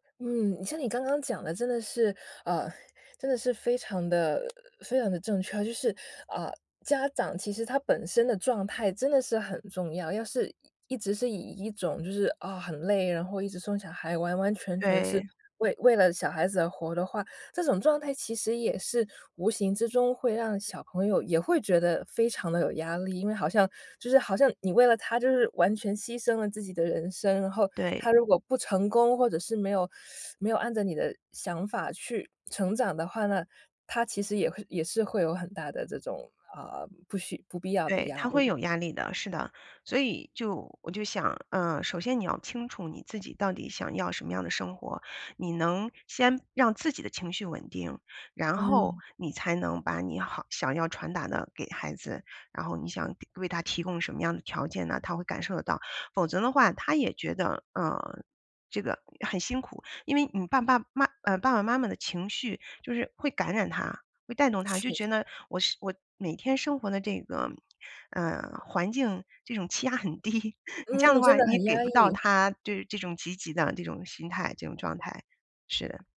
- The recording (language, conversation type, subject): Chinese, podcast, 你对是否生孩子这个决定怎么看？
- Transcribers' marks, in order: teeth sucking; other background noise; laughing while speaking: "气压很低"